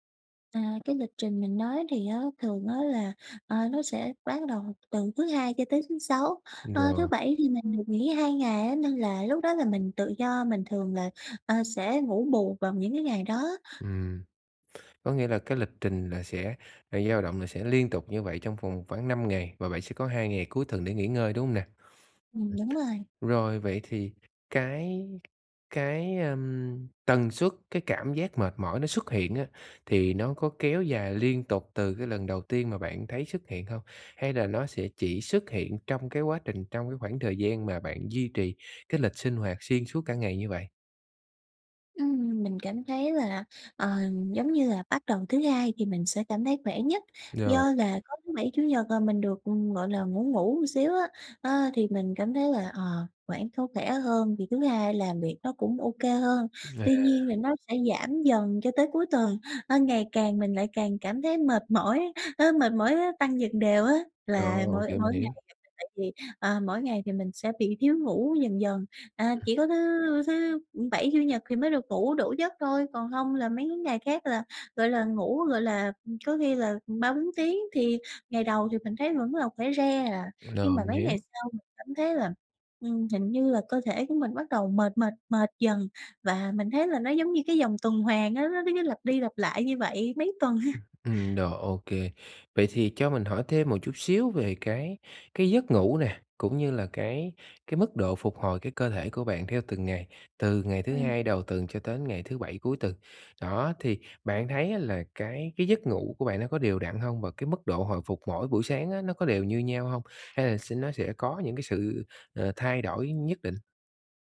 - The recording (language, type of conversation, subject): Vietnamese, advice, Làm thế nào để nhận biết khi nào cơ thể cần nghỉ ngơi?
- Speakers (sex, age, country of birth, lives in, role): female, 20-24, Vietnam, Vietnam, user; male, 30-34, Vietnam, Vietnam, advisor
- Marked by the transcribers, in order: other background noise; tapping; unintelligible speech; unintelligible speech